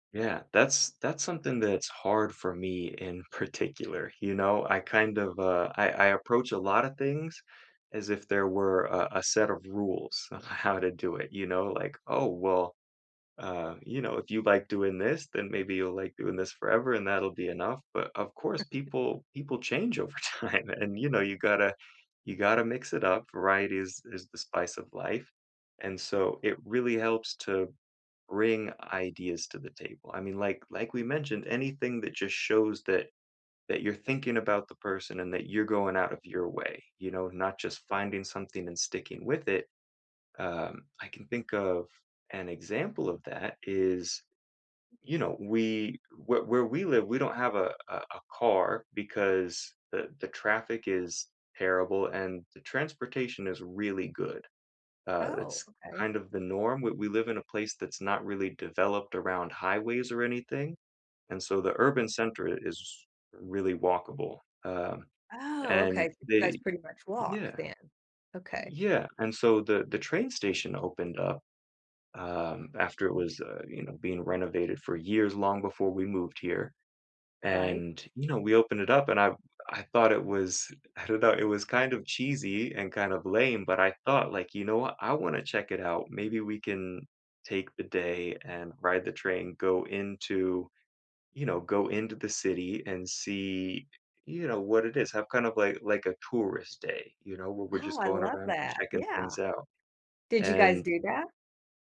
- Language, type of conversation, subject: English, unstructured, What is your favorite way to spend time with a partner?
- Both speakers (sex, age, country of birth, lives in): female, 60-64, United States, United States; male, 30-34, United States, United States
- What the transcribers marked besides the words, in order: tapping; unintelligible speech; laughing while speaking: "time"